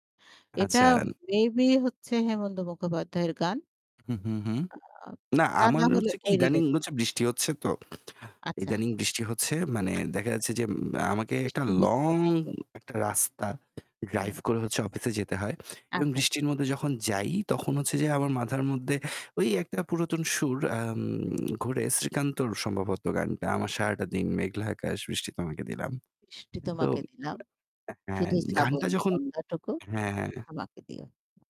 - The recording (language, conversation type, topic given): Bengali, unstructured, আপনার জীবনে কোন গান শুনে আপনি সবচেয়ে বেশি আনন্দ পেয়েছেন?
- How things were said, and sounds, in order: static; other background noise; distorted speech; other noise; tapping